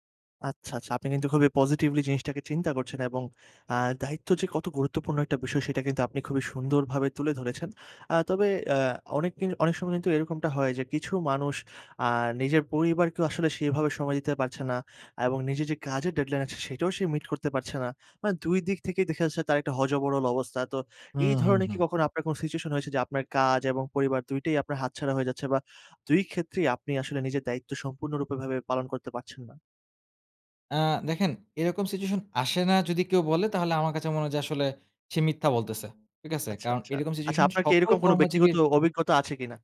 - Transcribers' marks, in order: tapping
- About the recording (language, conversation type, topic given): Bengali, podcast, কাজের ডেডলাইন আর পরিবারের জরুরি দায়িত্ব একসাথে এলে আপনি কীভাবে সামলান?